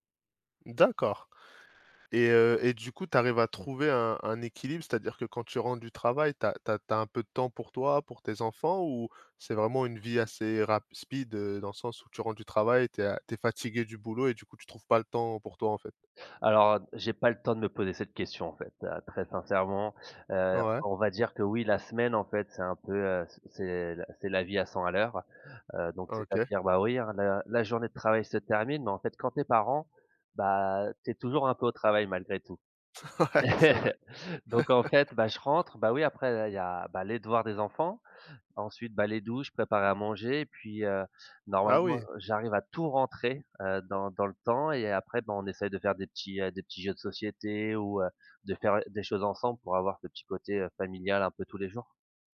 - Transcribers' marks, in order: tapping; chuckle; laughing while speaking: "Ouais"; chuckle
- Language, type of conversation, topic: French, podcast, Comment gères-tu l’équilibre entre le travail et la vie personnelle ?